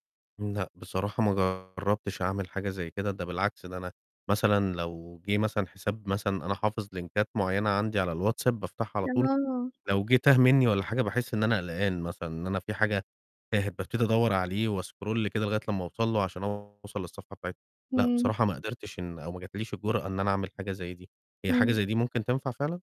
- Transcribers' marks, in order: distorted speech; in English: "لينكات"; in English: "وأسكرول"
- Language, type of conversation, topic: Arabic, advice, ليه بتراقب حساب حبيبك السابق على السوشيال ميديا؟